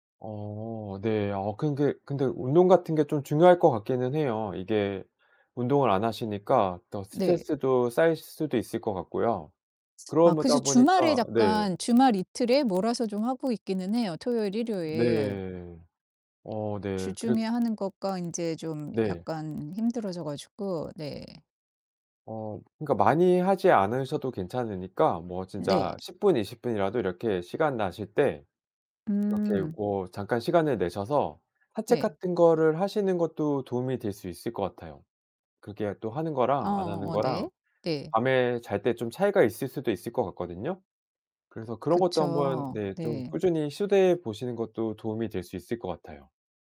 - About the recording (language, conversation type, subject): Korean, advice, 건강한 수면과 식습관을 유지하기 어려운 이유는 무엇인가요?
- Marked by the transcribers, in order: tapping; other background noise; distorted speech